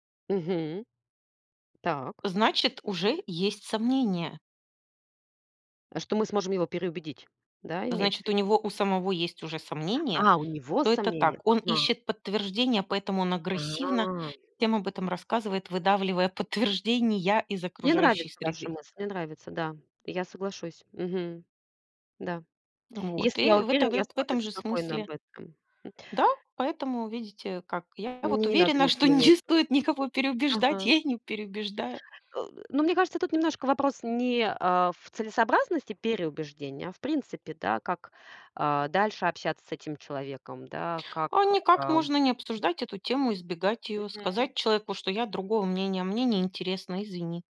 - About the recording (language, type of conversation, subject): Russian, unstructured, Как найти общий язык с человеком, который с вами не согласен?
- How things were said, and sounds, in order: laughing while speaking: "не стоит"